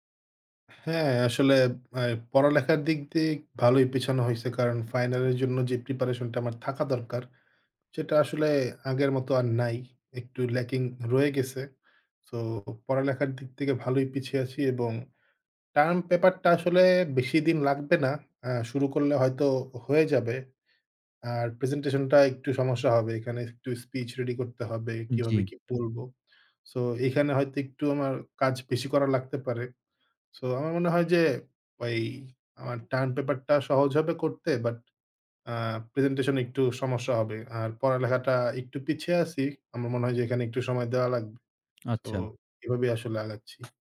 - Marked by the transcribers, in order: tapping
- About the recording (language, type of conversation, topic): Bengali, advice, আপনি কেন বারবার কাজ পিছিয়ে দেন?